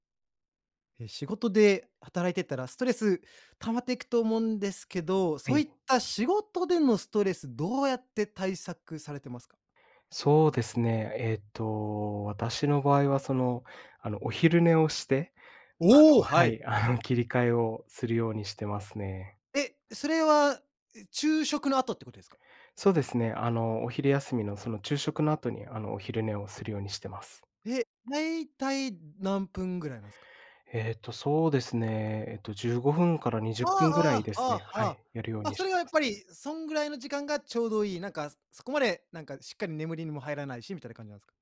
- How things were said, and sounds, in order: anticipating: "おお、はい"; anticipating: "ああ ああ ああ ああ"
- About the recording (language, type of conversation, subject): Japanese, podcast, 仕事でストレスを感じたとき、どんな対処をしていますか？